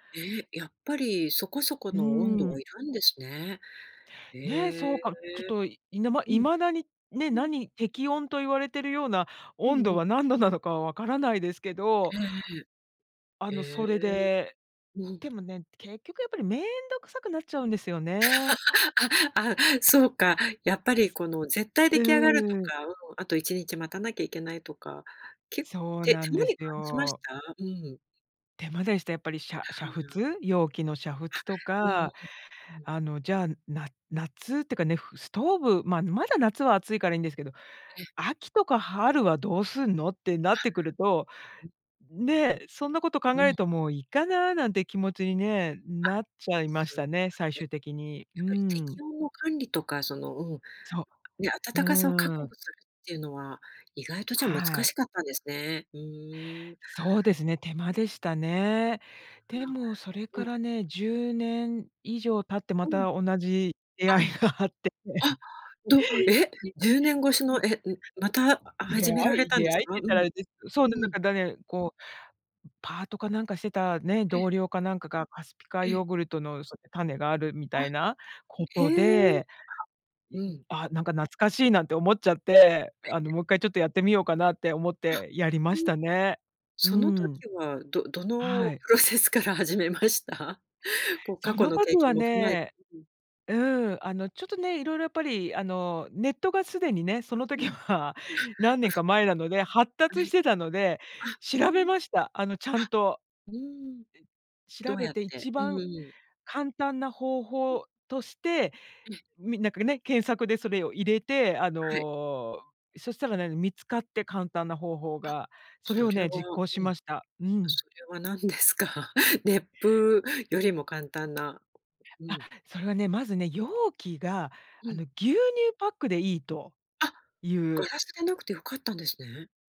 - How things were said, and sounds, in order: laugh; other noise; laughing while speaking: "出会いがあってて"; laugh; laughing while speaking: "どのプロセスから始めました？"; laughing while speaking: "その時は"
- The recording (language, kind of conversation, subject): Japanese, podcast, 自宅で発酵食品を作ったことはありますか？